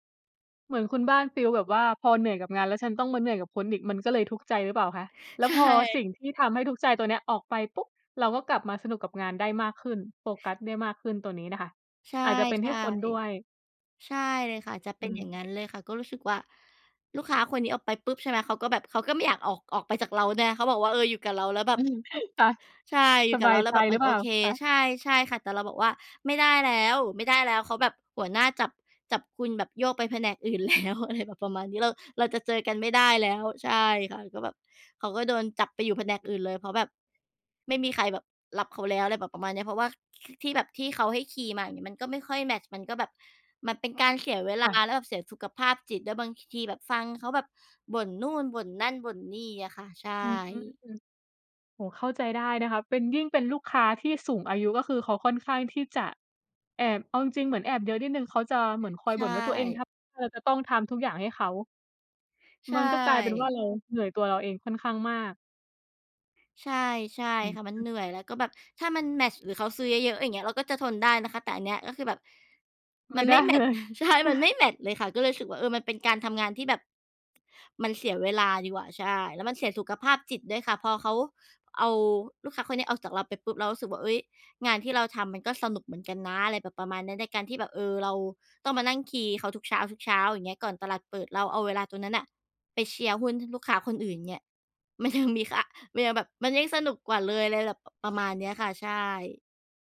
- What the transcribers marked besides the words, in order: laughing while speaking: "ใช่"; laughing while speaking: "อืม"; laughing while speaking: "แล้ว"; other noise; chuckle; tapping; laughing while speaking: "มันยัง"; other background noise
- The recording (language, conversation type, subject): Thai, unstructured, คุณทำส่วนไหนของงานแล้วรู้สึกสนุกที่สุด?